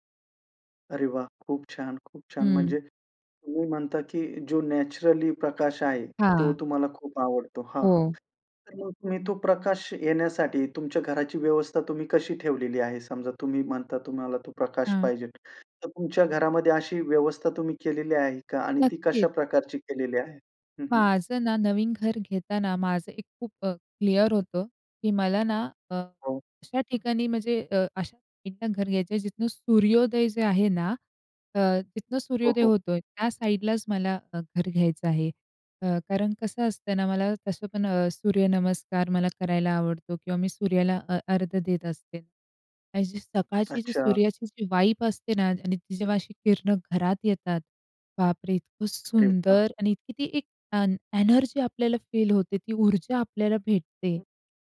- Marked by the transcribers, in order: in English: "नॅचरली"; in English: "क्लिअर"; in English: "साईडलाच"; in English: "व्हाइब"; in English: "एनर्जी"; in English: "फील"; other background noise
- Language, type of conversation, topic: Marathi, podcast, घरात प्रकाश कसा असावा असं तुला वाटतं?